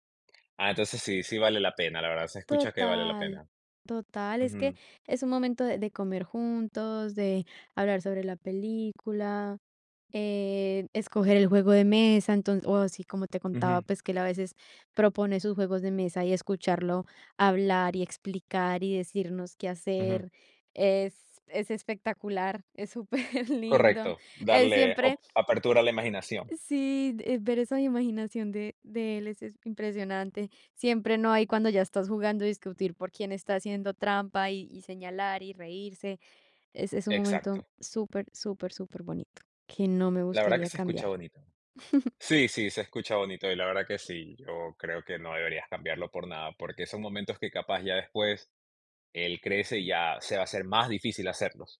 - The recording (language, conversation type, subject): Spanish, podcast, ¿Tienes alguna tradición gastronómica familiar que te reconforte?
- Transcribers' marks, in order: laughing while speaking: "superlindo"; chuckle